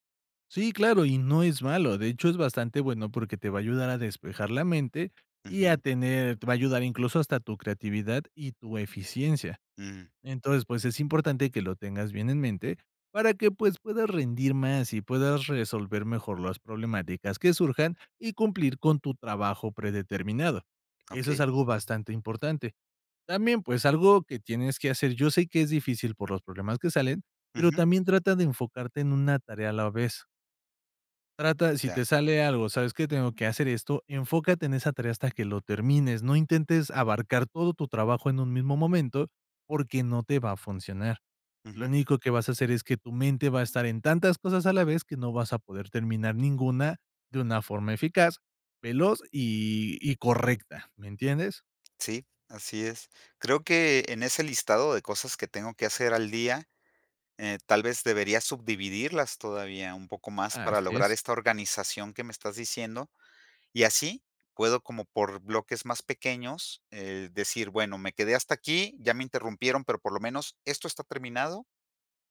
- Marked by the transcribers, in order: other background noise; tapping
- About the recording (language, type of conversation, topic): Spanish, advice, ¿Qué te dificulta concentrarte y cumplir tus horas de trabajo previstas?